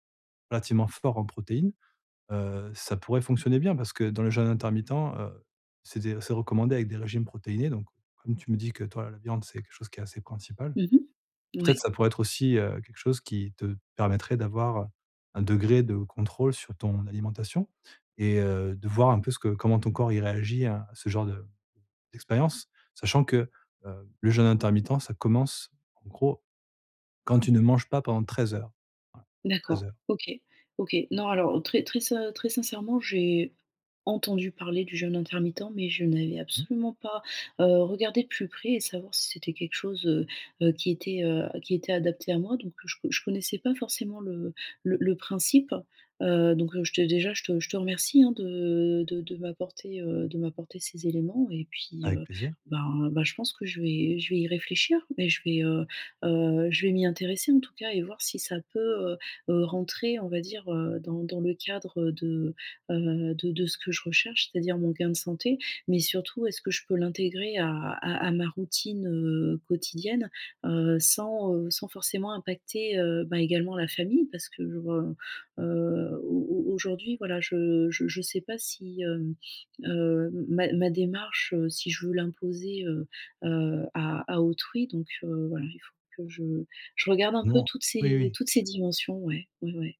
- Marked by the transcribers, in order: unintelligible speech
- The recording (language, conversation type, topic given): French, advice, Que puis-je faire dès maintenant pour préserver ma santé et éviter des regrets plus tard ?